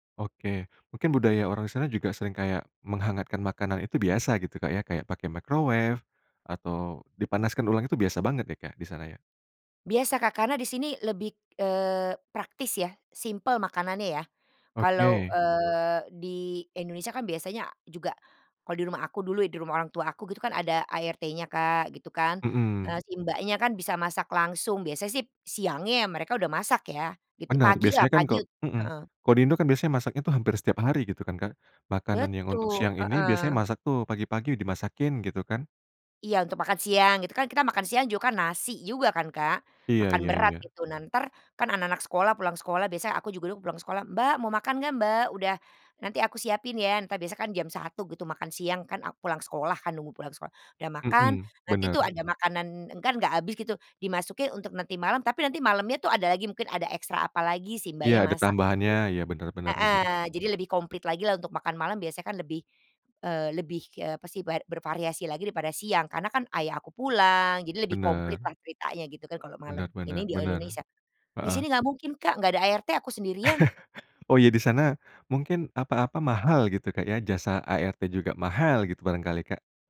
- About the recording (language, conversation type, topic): Indonesian, podcast, Bagaimana tradisi makan bersama keluarga di rumahmu?
- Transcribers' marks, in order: in English: "microwave"; other background noise; unintelligible speech; chuckle; stressed: "mahal"; stressed: "mahal"